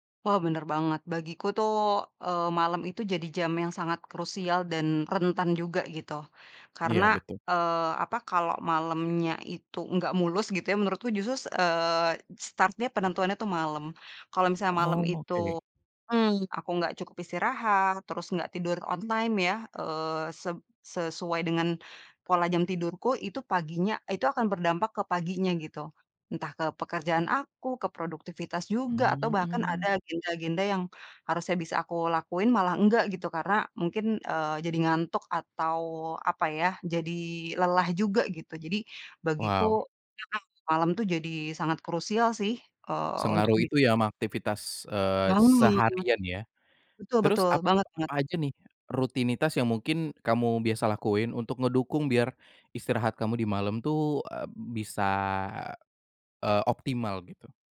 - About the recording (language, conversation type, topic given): Indonesian, podcast, Apa rutinitas malam yang membantu kamu bangun pagi dengan segar?
- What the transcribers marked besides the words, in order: in English: "start-nya"; in English: "on time"; unintelligible speech; unintelligible speech